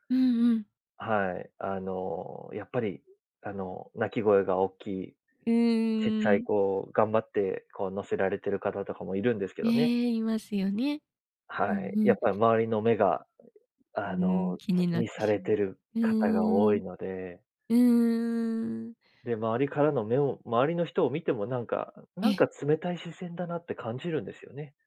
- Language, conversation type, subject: Japanese, podcast, 子どもを持つかどうか、どのように考えましたか？
- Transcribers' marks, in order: other background noise